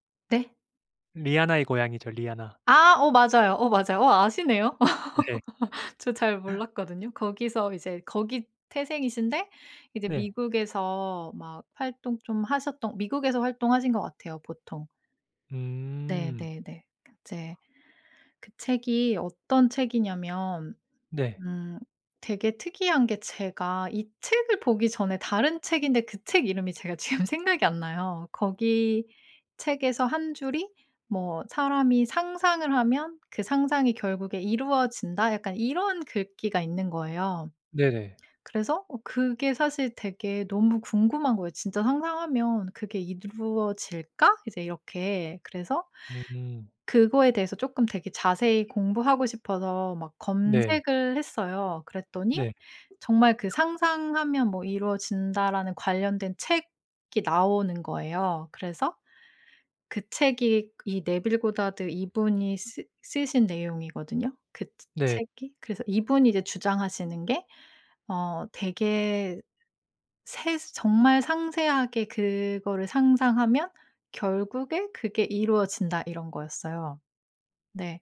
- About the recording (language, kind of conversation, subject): Korean, podcast, 삶을 바꿔 놓은 책이나 영화가 있나요?
- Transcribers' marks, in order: other background noise; laughing while speaking: "네"; laugh; laughing while speaking: "지금"